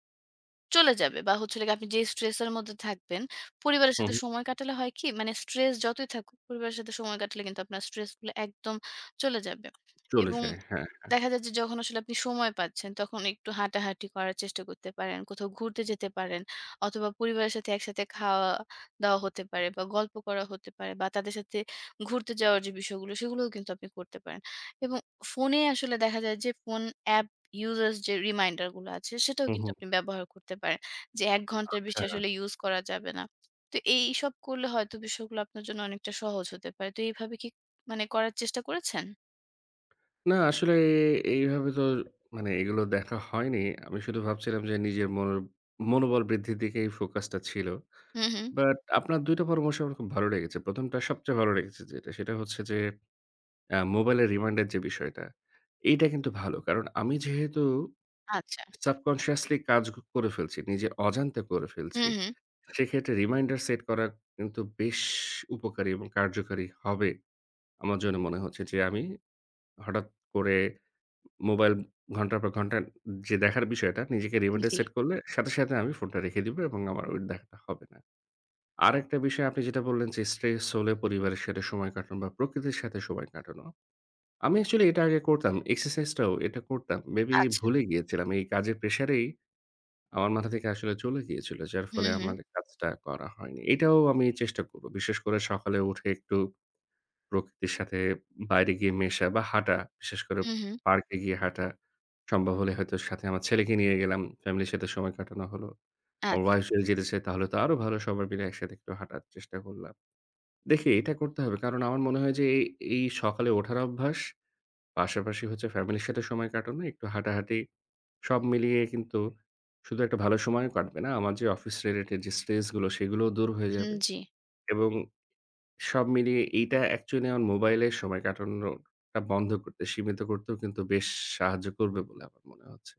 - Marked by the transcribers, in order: tapping; other background noise; drawn out: "আসলে"
- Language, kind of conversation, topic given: Bengali, advice, ফোনের ব্যবহার সীমিত করে সামাজিক যোগাযোগমাধ্যমের ব্যবহার কমানোর অভ্যাস কীভাবে গড়ে তুলব?
- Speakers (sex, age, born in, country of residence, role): female, 30-34, Bangladesh, Bangladesh, advisor; male, 30-34, Bangladesh, Bangladesh, user